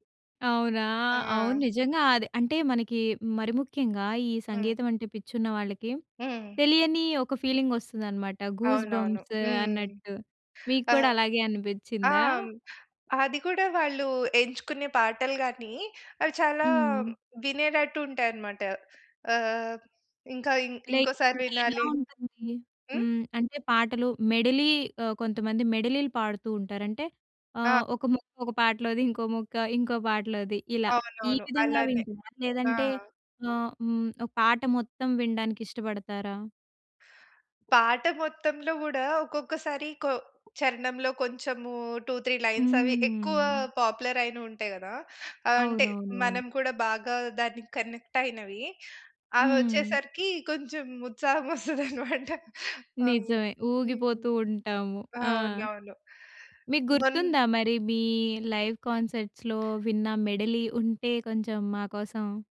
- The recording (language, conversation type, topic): Telugu, podcast, లైవ్‌గా మాత్రమే వినాలని మీరు ఎలాంటి పాటలను ఎంచుకుంటారు?
- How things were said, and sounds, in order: in English: "ఫీలింగ్"; in English: "గూస్ బంప్స్"; tapping; in English: "లైక్"; in English: "టూ త్రీ లైన్స్"; drawn out: "హ్మ్"; in English: "పాపులర్"; in English: "కనెక్ట్"; laughing while speaking: "ఉత్సాహం వస్తది అన్నమాట"; in English: "లైవ్ కాన్సర్ట్స్‌లో"